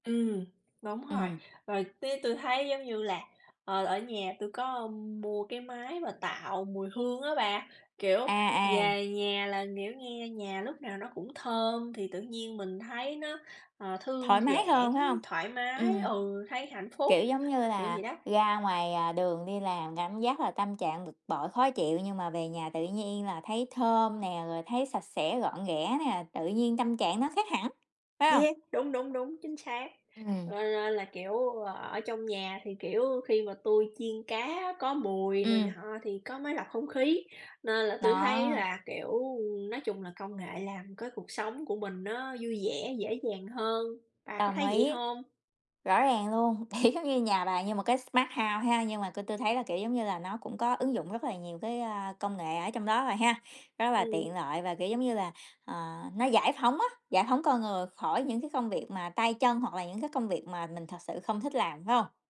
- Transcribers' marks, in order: other background noise; tapping; laughing while speaking: "thì"; in English: "smart house"
- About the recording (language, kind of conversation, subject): Vietnamese, unstructured, Có công nghệ nào khiến bạn cảm thấy thật sự hạnh phúc không?